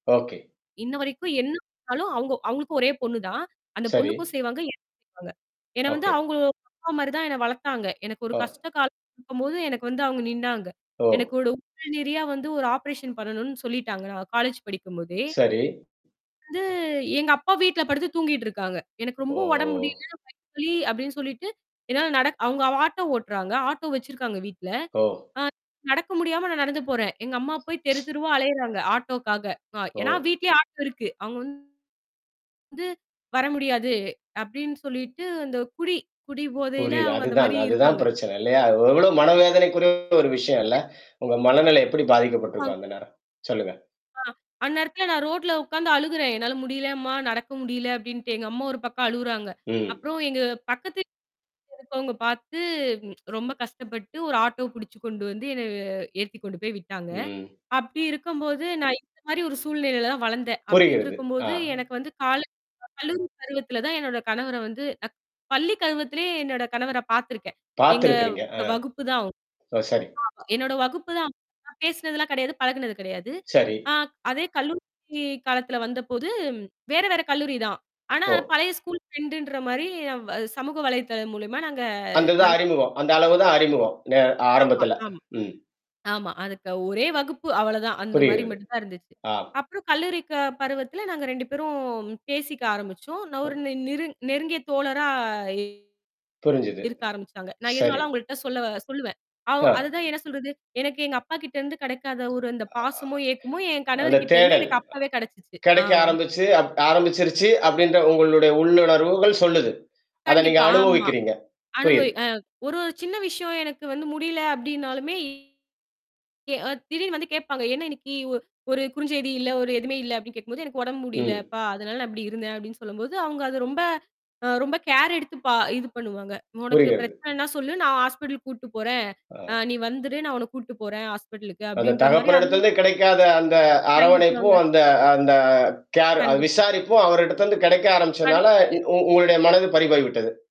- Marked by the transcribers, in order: static; distorted speech; unintelligible speech; unintelligible speech; in English: "ஆப்ரேஷன்"; other background noise; mechanical hum; tsk; in English: "ரோட்ல"; tsk; other noise; in English: "கேர்"; in English: "கேர்"
- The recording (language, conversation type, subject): Tamil, podcast, திடீரென சந்தித்த ஒருவரால் உங்கள் வாழ்க்கை முற்றிலும் மாறிய அனுபவம் உங்களுக்குண்டா?